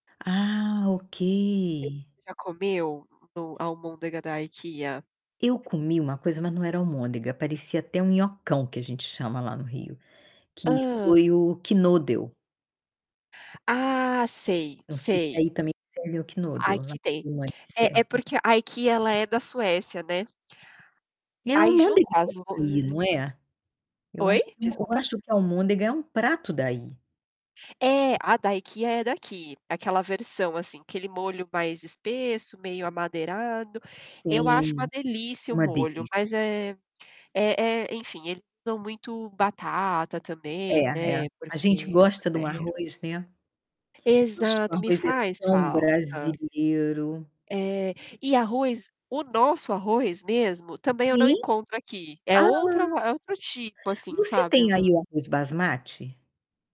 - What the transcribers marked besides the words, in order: distorted speech; tapping; other background noise; in German: "Knödel"; in German: "Knödel"; unintelligible speech
- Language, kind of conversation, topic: Portuguese, unstructured, Qual prato típico do Brasil você mais gosta?